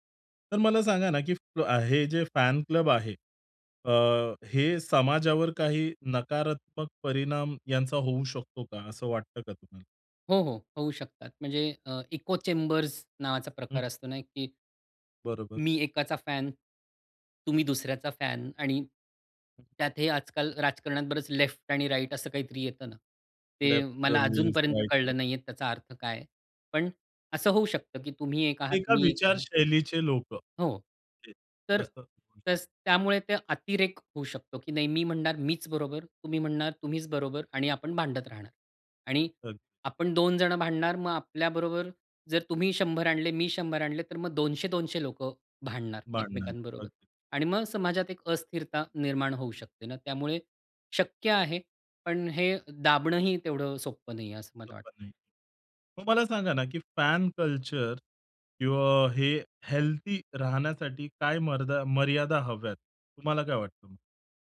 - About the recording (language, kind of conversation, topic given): Marathi, podcast, चाहत्यांचे गट आणि चाहत संस्कृती यांचे फायदे आणि तोटे कोणते आहेत?
- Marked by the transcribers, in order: in English: "फॅन क्लब"; in English: "इको चेंबर्स"; in English: "फॅन"; in English: "फॅन"; other background noise; in English: "लेफ्ट"; in English: "राइट"; in English: "लेफ्ट विंग्ज, राइट विंग"; unintelligible speech; tapping; in English: "फॅन कल्चर"; in English: "हेल्थी"